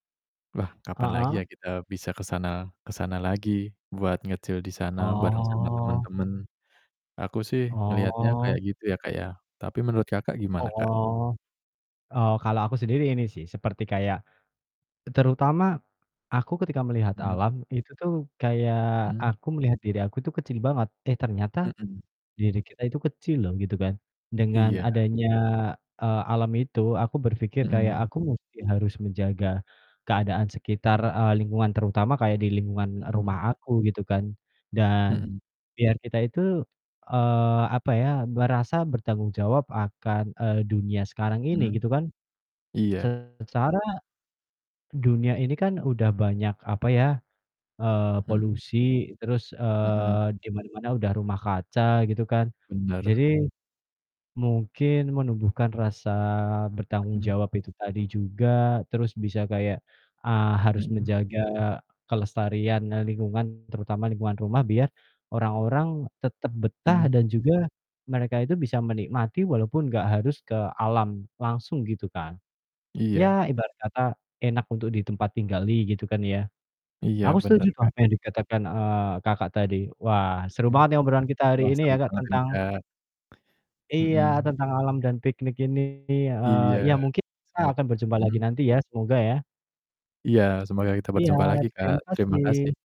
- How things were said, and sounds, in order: static; in English: "nge-chill"; drawn out: "Oh"; distorted speech; other background noise; mechanical hum; tapping
- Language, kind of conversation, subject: Indonesian, unstructured, Apa pengalaman terbaikmu saat berkemah atau piknik di alam?
- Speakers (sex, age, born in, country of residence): female, 18-19, Indonesia, Indonesia; male, 30-34, Indonesia, Indonesia